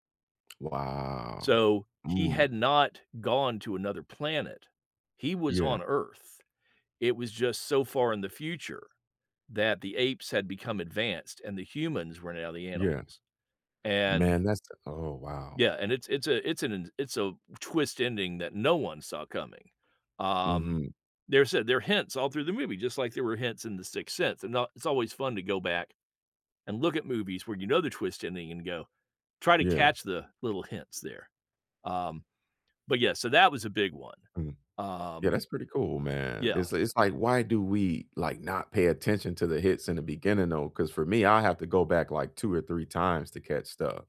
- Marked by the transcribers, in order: tapping; drawn out: "Wow"; other background noise
- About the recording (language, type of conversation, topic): English, unstructured, Which movie should I watch for the most surprising ending?